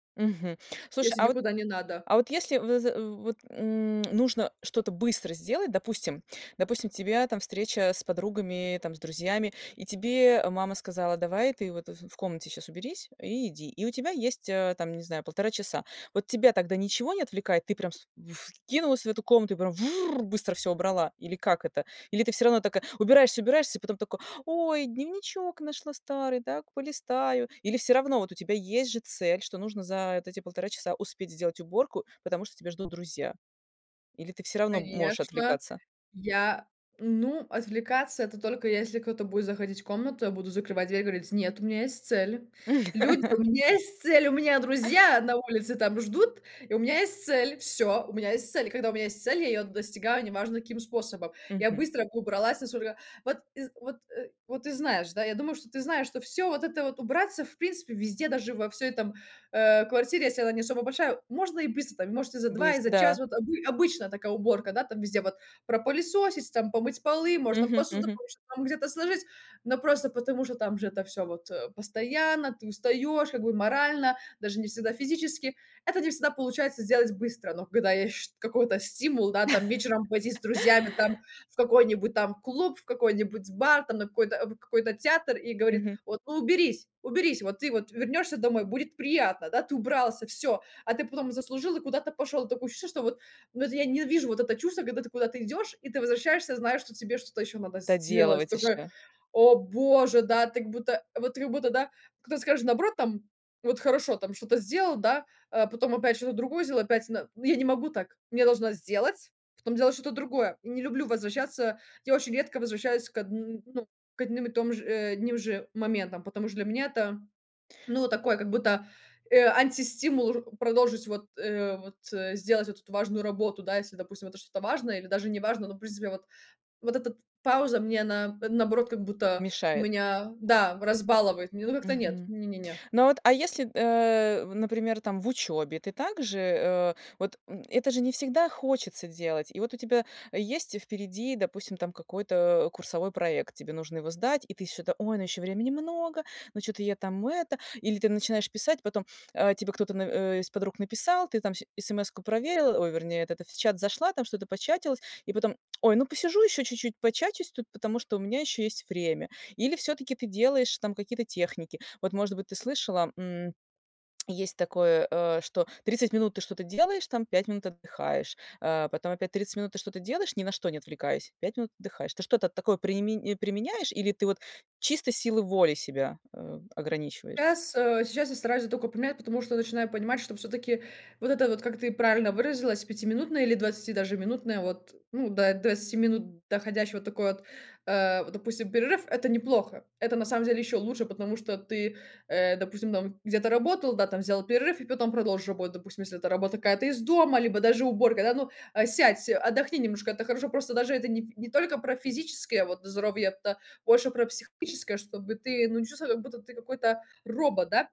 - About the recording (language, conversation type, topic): Russian, podcast, Что вы делаете, чтобы не отвлекаться во время важной работы?
- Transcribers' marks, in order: put-on voice: "Ой, дневничок нашла старый, так полистаю"; laugh; unintelligible speech; unintelligible speech; chuckle; put-on voice: "Ой, ну ещё времени много, но чё-то я там это"